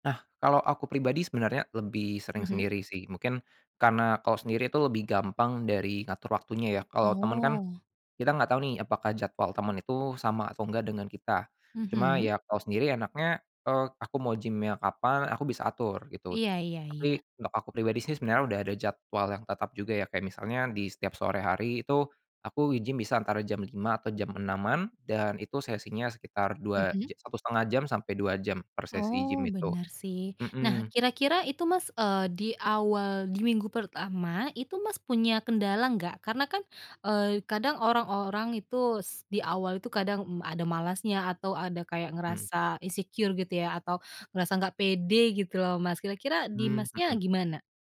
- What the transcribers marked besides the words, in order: in English: "insecure"
- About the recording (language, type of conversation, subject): Indonesian, podcast, Jika harus memberi saran kepada pemula, sebaiknya mulai dari mana?